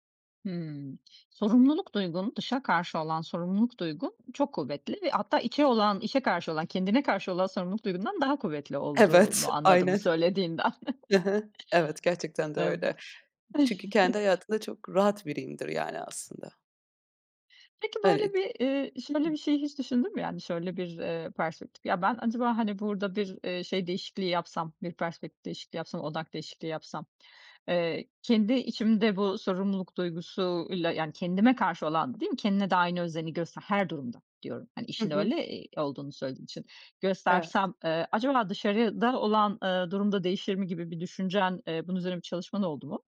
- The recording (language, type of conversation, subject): Turkish, podcast, Eleştiriyi kafana taktığında ne yaparsın?
- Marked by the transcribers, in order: other background noise; laughing while speaking: "Evet. Aynen"; tapping; chuckle